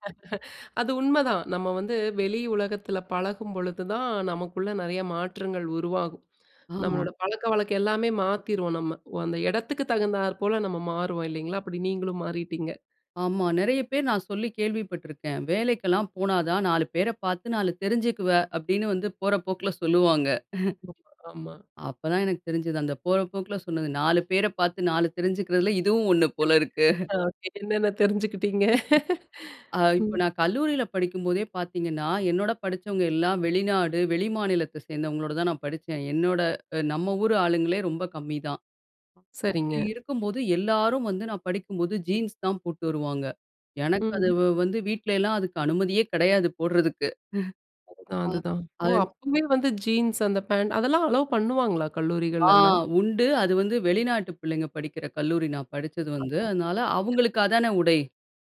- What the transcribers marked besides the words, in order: chuckle; "நம்முடைய" said as "நம்மளோட"; other background noise; chuckle; chuckle; other noise; chuckle
- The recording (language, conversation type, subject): Tamil, podcast, வயது அதிகரிக்கத் தொடங்கியபோது உங்கள் உடைத் தேர்வுகள் எப்படி மாறின?